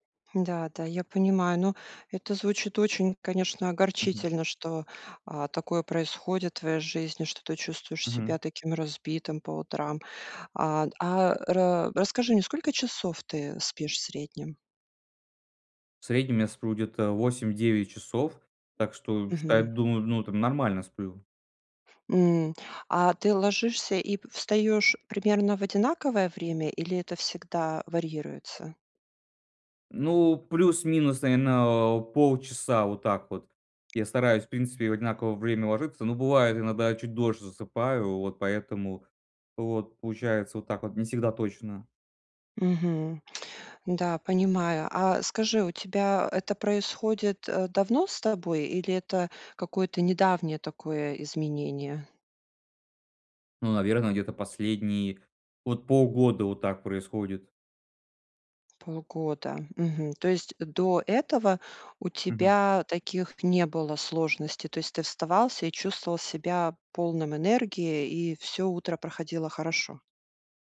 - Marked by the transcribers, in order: tapping; "вставал" said as "вставался"
- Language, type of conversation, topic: Russian, advice, Почему я постоянно чувствую усталость по утрам, хотя высыпаюсь?